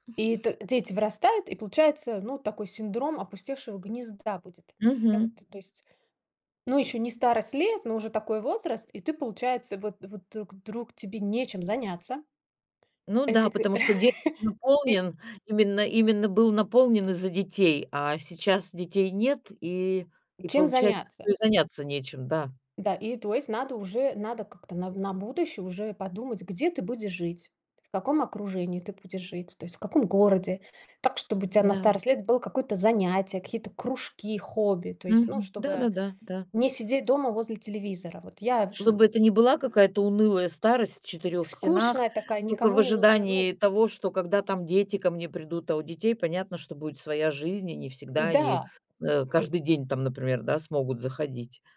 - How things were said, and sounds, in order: tapping; laugh; other background noise
- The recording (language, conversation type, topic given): Russian, podcast, Стоит ли сейчас ограничивать себя ради более комфортной пенсии?